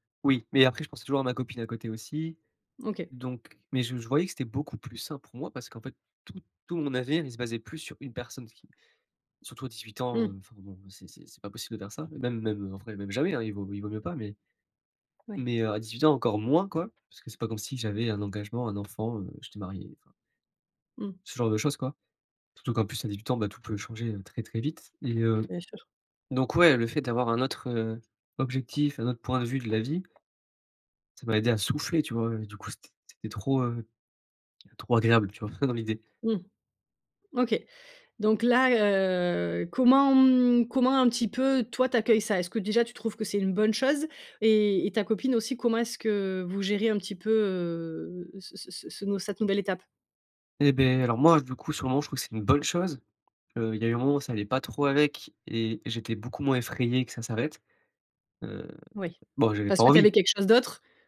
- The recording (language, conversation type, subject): French, podcast, Qu’est-ce qui t’a aidé à te retrouver quand tu te sentais perdu ?
- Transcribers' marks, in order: "avenir" said as "avire"; stressed: "moins"; chuckle; stressed: "moi"; stressed: "bonne"